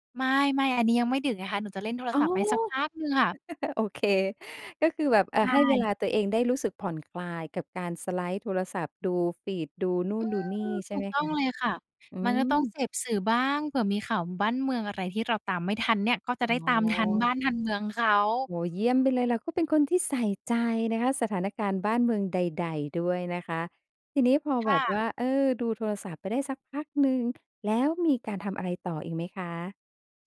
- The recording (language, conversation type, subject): Thai, podcast, คุณมีพิธีกรรมก่อนนอนแบบไหนที่ช่วยให้หลับสบายและพักผ่อนได้ดีขึ้นบ้างไหม?
- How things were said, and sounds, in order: chuckle